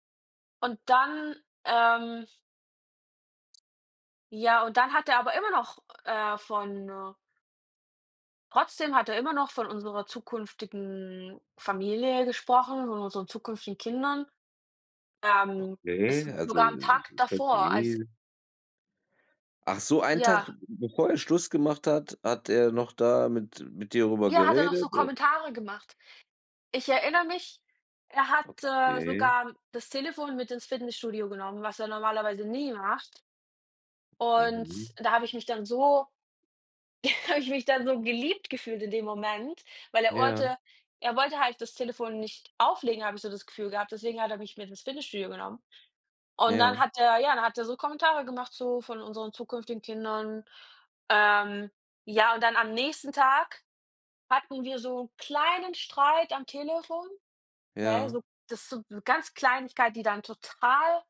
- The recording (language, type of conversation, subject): German, unstructured, Was zerstört für dich eine Beziehung?
- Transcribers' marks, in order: chuckle